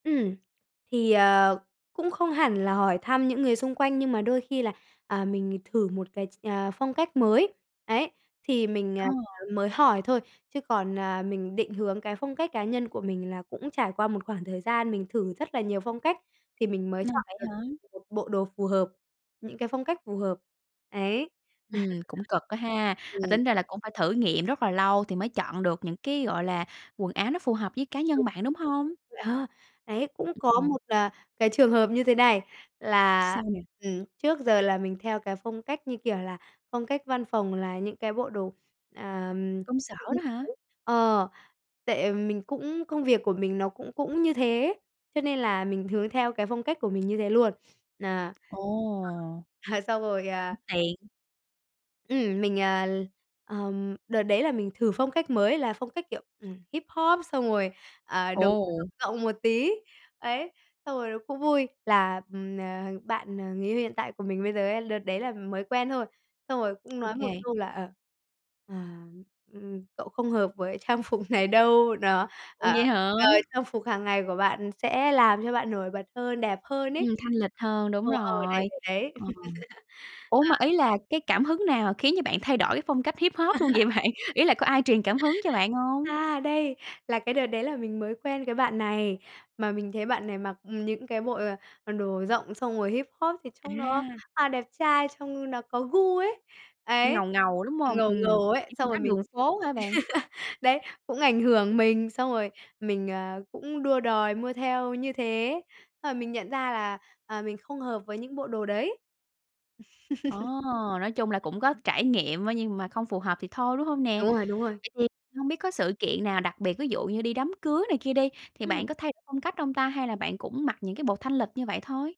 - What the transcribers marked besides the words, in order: other background noise; chuckle; tapping; unintelligible speech; unintelligible speech; laughing while speaking: "à"; laughing while speaking: "với trang phục này"; laugh; laughing while speaking: "luôn vậy bạn?"; laugh; chuckle; chuckle
- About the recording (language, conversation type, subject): Vietnamese, podcast, Phong cách cá nhân của bạn đã thay đổi như thế nào theo thời gian?